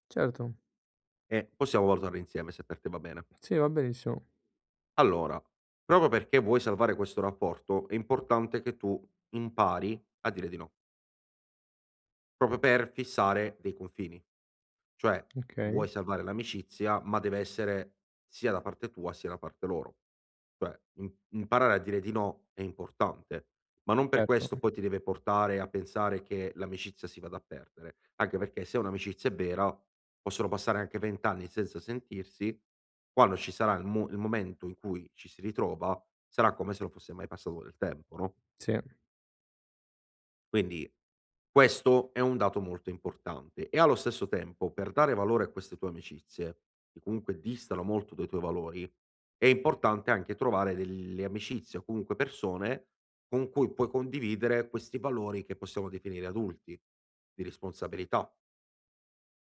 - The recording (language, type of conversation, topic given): Italian, advice, Come posso restare fedele ai miei valori senza farmi condizionare dalle aspettative del gruppo?
- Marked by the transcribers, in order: "proprio" said as "probo"; tapping; "Proprio" said as "propo"; "Cioè" said as "toè"; unintelligible speech